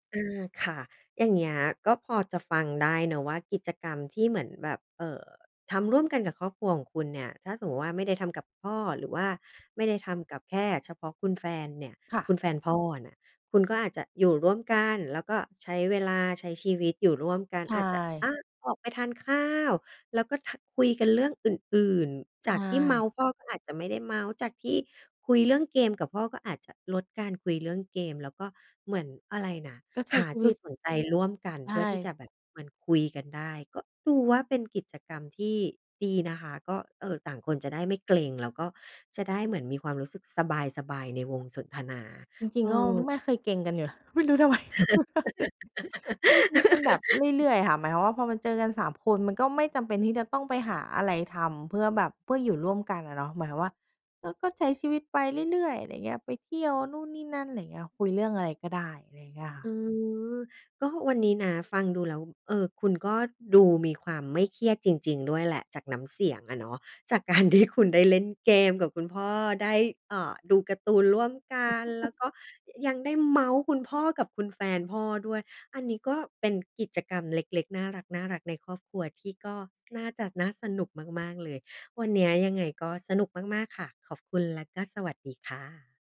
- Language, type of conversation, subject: Thai, podcast, มีกิจกรรมอะไรที่ทำร่วมกับครอบครัวเพื่อช่วยลดความเครียดได้บ้าง?
- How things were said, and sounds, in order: laugh; other background noise; laughing while speaking: "ทำไม"; laughing while speaking: "การ"; laugh